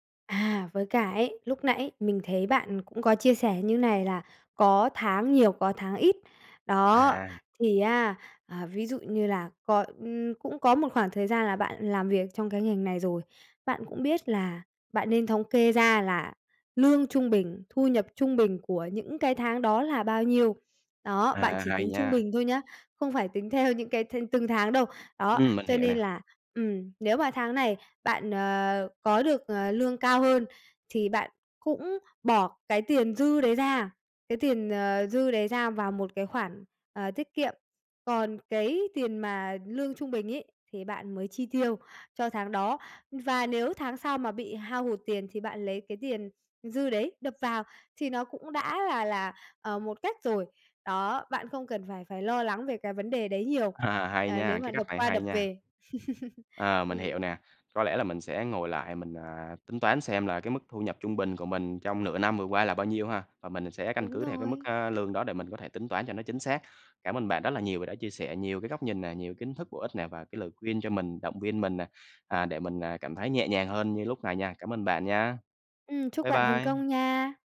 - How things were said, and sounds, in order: laughing while speaking: "theo"; laughing while speaking: "À"; tapping; laugh
- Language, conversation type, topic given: Vietnamese, advice, Bạn cần điều chỉnh chi tiêu như thế nào khi tình hình tài chính thay đổi đột ngột?